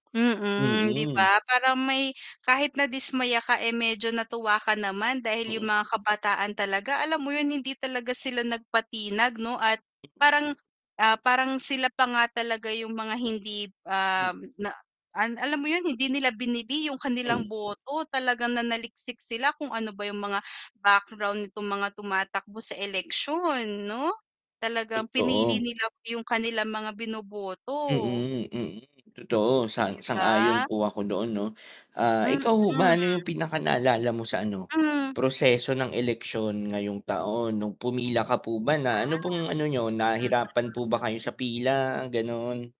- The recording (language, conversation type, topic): Filipino, unstructured, Ano ang naramdaman mo tungkol sa mga nagdaang eleksyon?
- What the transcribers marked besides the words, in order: distorted speech